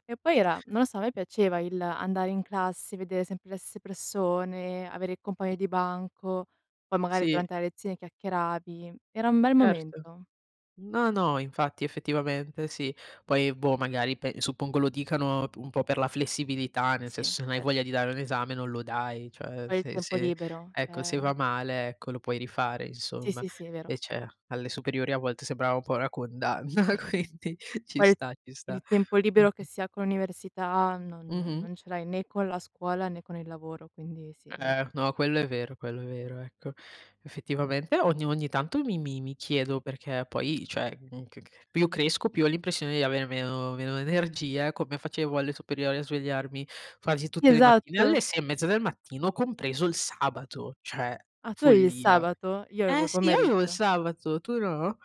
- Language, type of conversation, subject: Italian, unstructured, Qual è stato il tuo ricordo più bello a scuola?
- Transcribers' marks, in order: "stesse" said as "sesse"; chuckle; laughing while speaking: "condanna, quindi"; stressed: "compreso il sabato"